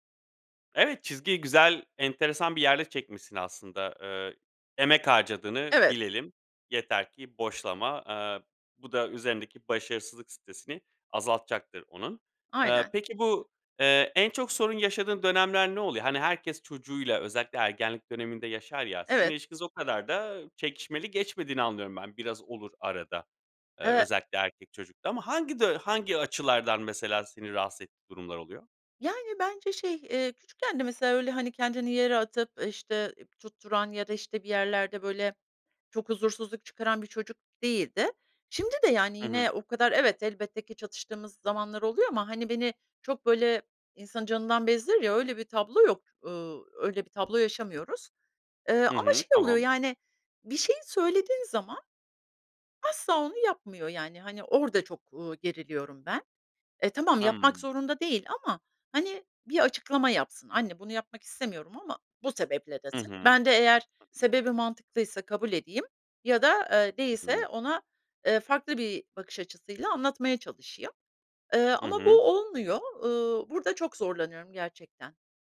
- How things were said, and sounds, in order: other background noise
- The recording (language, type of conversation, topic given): Turkish, advice, Evde çocuk olunca günlük düzeniniz nasıl tamamen değişiyor?